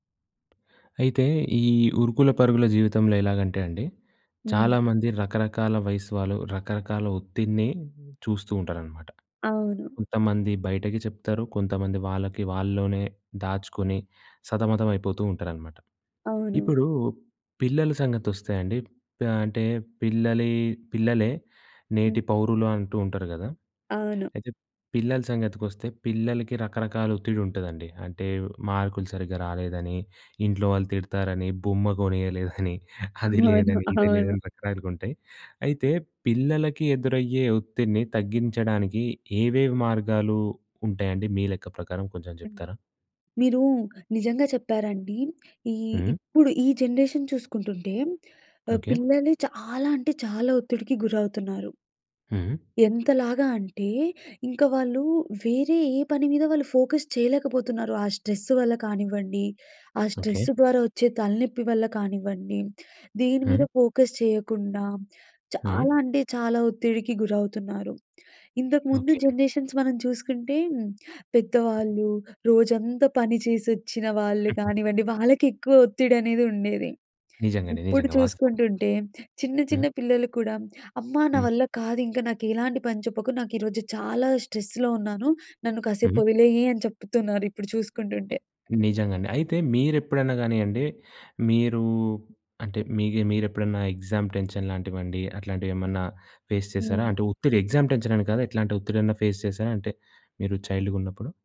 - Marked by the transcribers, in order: tapping; giggle; other background noise; unintelligible speech; in English: "జనరేషన్"; stressed: "చాలా"; in English: "ఫోకస్"; in English: "స్ట్రెస్"; in English: "స్ట్రెస్"; in English: "ఫోకస్"; stressed: "చాలా"; in English: "జనరేషన్స్"; other noise; in English: "స్ట్రెస్‌లో"; in English: "ఎగ్జామ్ టెన్షన్"; in English: "ఫేస్"; in English: "ఎగ్జామ్ టెన్షన్"; in English: "ఫేస్"; in English: "చైల్డ్‌గా"
- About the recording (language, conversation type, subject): Telugu, podcast, పిల్లల ఒత్తిడిని తగ్గించేందుకు మీరు అనుసరించే మార్గాలు ఏమిటి?